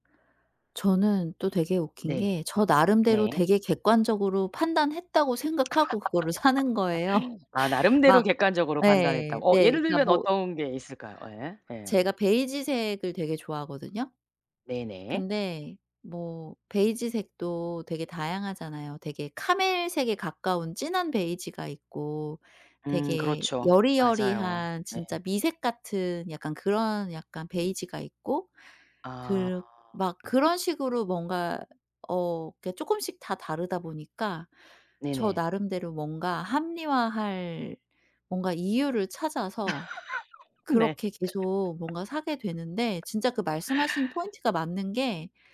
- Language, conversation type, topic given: Korean, advice, 구매 후 자주 후회해서 소비를 조절하기 어려운데 어떻게 하면 좋을까요?
- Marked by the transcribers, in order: laugh; laughing while speaking: "사는 거예요"; other background noise; laugh; laughing while speaking: "네"; laugh